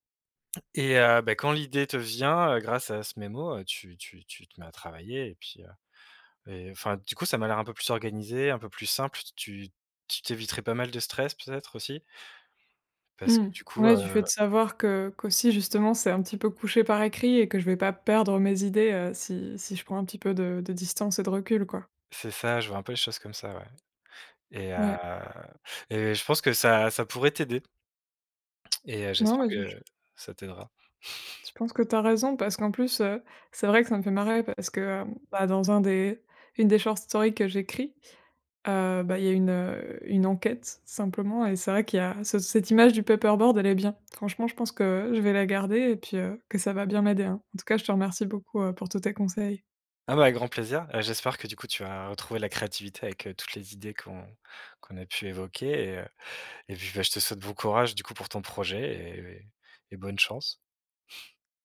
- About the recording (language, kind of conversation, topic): French, advice, Comment la fatigue et le manque d’énergie sabotent-ils votre élan créatif régulier ?
- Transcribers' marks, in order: stressed: "perdre"; tapping; chuckle; in English: "short story"; in English: "paperboard"